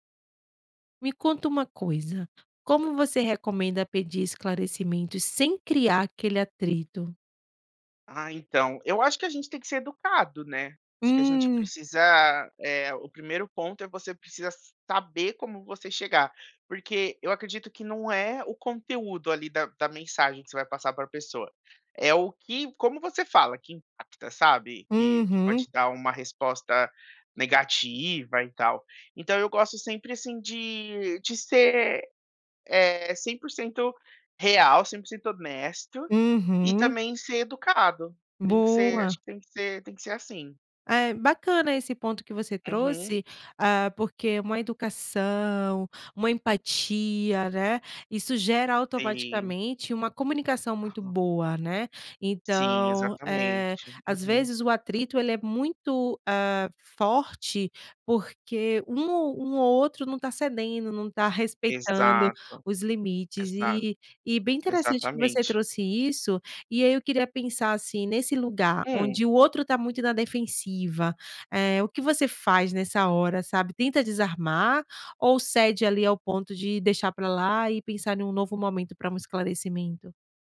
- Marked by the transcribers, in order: tapping
- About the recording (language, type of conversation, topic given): Portuguese, podcast, Como pedir esclarecimentos sem criar atrito?